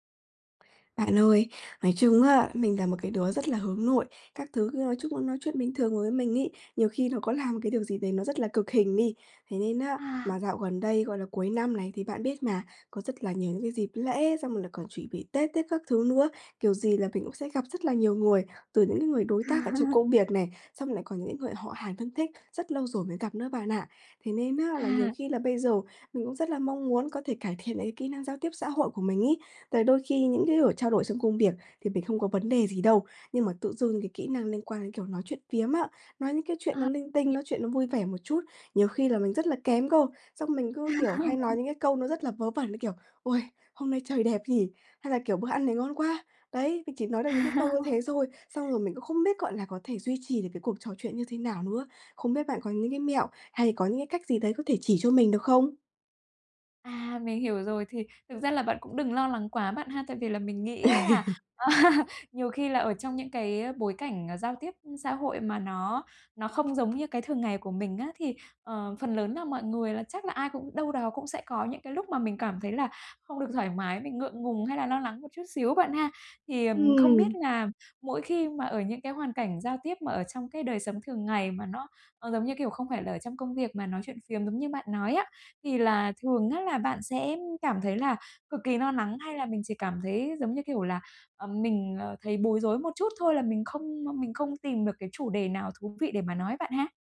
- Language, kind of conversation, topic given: Vietnamese, advice, Làm sao tôi có thể xây dựng sự tự tin khi giao tiếp trong các tình huống xã hội?
- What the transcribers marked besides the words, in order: laugh; laugh; laughing while speaking: "À"; laugh; laughing while speaking: "à"; other background noise; "lo lắng" said as "no nắng"